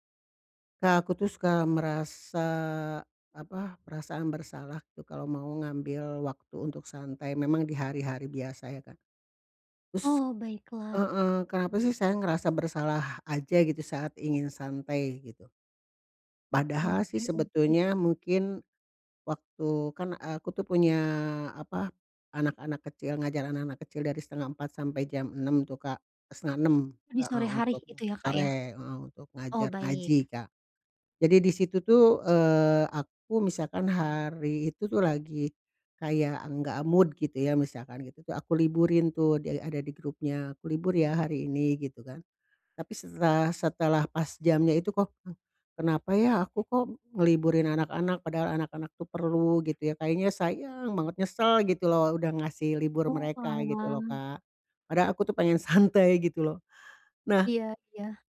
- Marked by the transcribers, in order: in English: "mood"; stressed: "sayang"; stressed: "nyesel"; laughing while speaking: "santai"
- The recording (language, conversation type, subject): Indonesian, advice, Kenapa saya merasa bersalah saat ingin bersantai saja?